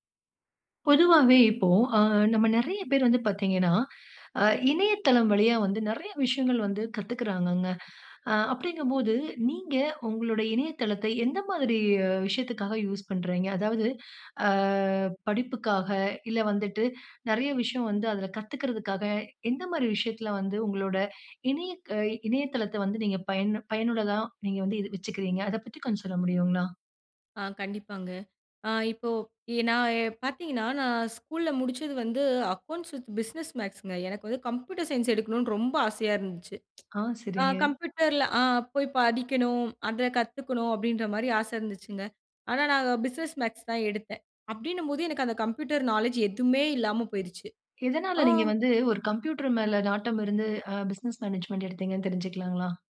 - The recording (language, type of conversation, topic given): Tamil, podcast, இணையக் கற்றல் உங்கள் பயணத்தை எப்படி மாற்றியது?
- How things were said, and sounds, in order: in English: "யூஸ்"; drawn out: "ஆ"; other background noise